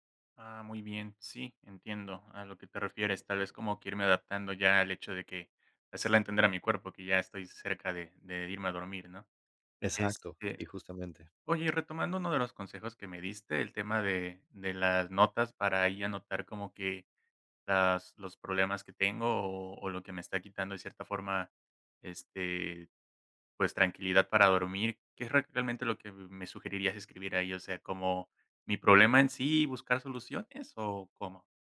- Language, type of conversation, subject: Spanish, advice, ¿Cómo describirías tu insomnio ocasional por estrés o por pensamientos que no paran?
- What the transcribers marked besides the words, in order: other background noise